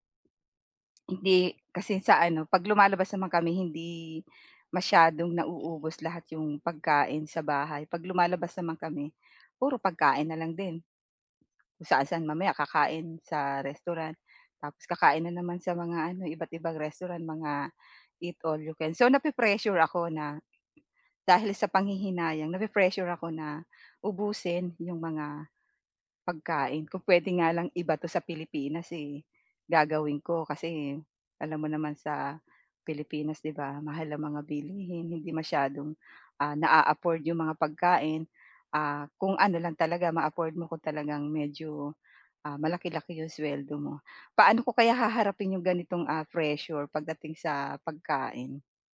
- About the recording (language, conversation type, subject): Filipino, advice, Paano ko haharapin ang presyur ng ibang tao tungkol sa pagkain?
- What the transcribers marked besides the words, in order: tapping; dog barking; other background noise